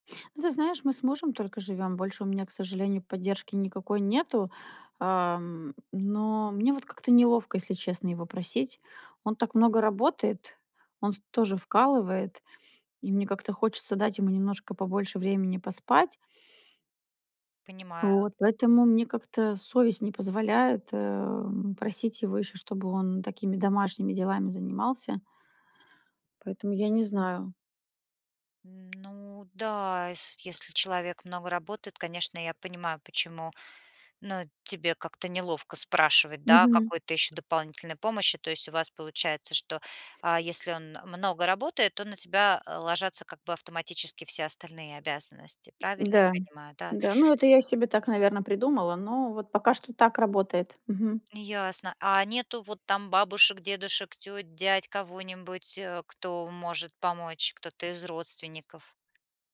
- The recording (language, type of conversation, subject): Russian, advice, Как справляться с семейными обязанностями, чтобы регулярно тренироваться, высыпаться и вовремя питаться?
- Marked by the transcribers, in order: tapping